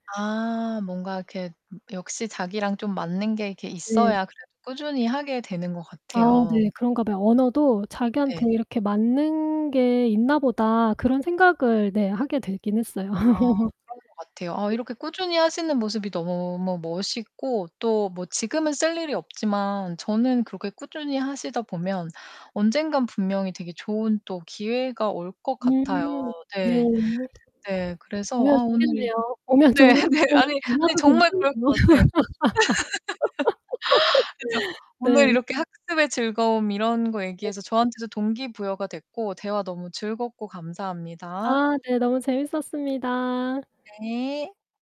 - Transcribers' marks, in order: distorted speech; laugh; other background noise; background speech; tapping; laughing while speaking: "네 네. 아니 아니 정말 그럴 것 같아요"; laugh; gasp; unintelligible speech; laugh
- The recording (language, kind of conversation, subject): Korean, podcast, 학습의 즐거움을 언제 처음 느꼈나요?